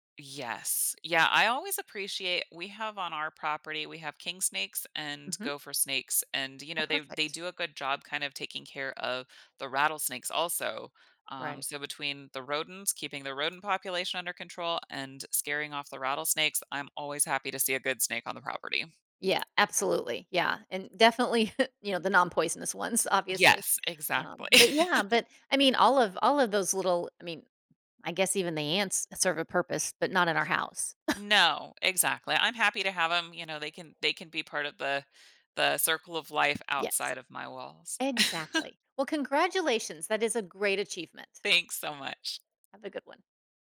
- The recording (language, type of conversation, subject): English, advice, How can I meaningfully celebrate and make the most of my recent achievement?
- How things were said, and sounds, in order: other background noise; tapping; chuckle; chuckle; chuckle; chuckle